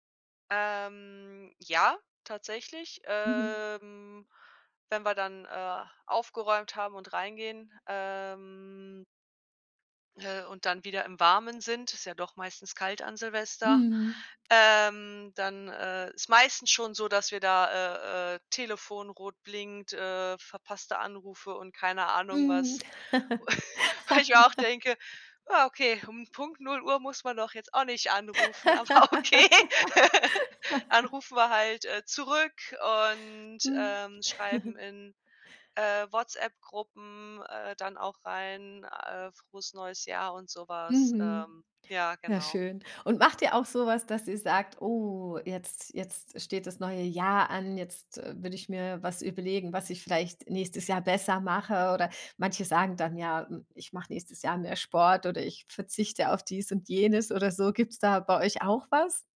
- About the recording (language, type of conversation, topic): German, podcast, Wie feiert ihr Silvester und Neujahr?
- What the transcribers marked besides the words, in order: drawn out: "ähm"; giggle; laugh; other background noise; laugh; laughing while speaking: "aber okay"; laugh; giggle; drawn out: "Oh"